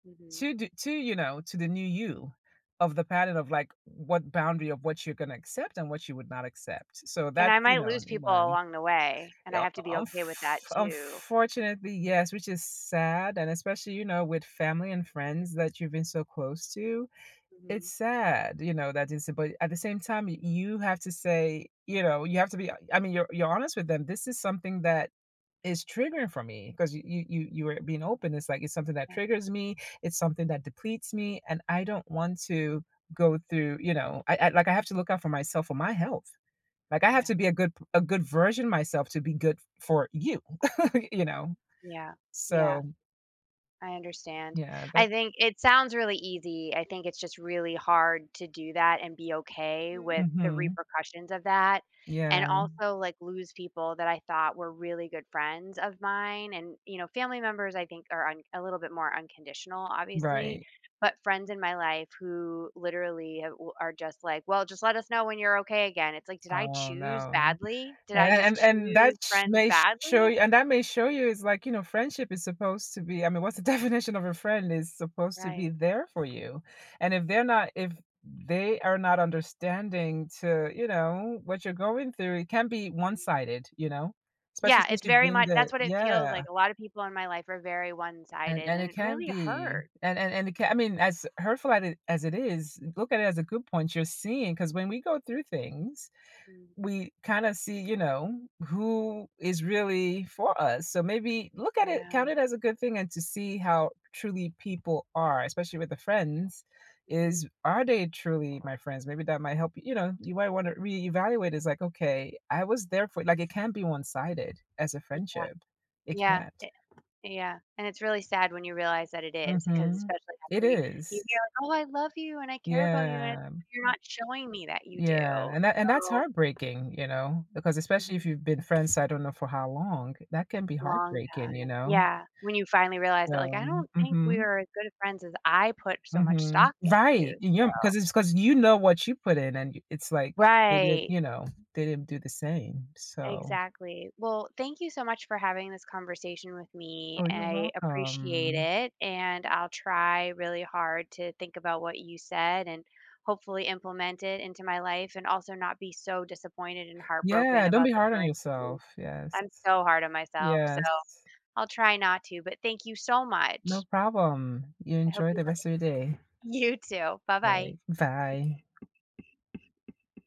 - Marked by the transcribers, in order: drawn out: "unf unfortunately"; tapping; laugh; other background noise; laughing while speaking: "definition"; drawn out: "welcome"; laughing while speaking: "you"
- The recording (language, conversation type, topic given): English, advice, How can I set healthy boundaries with others?
- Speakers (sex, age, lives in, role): female, 40-44, United States, user; female, 45-49, United States, advisor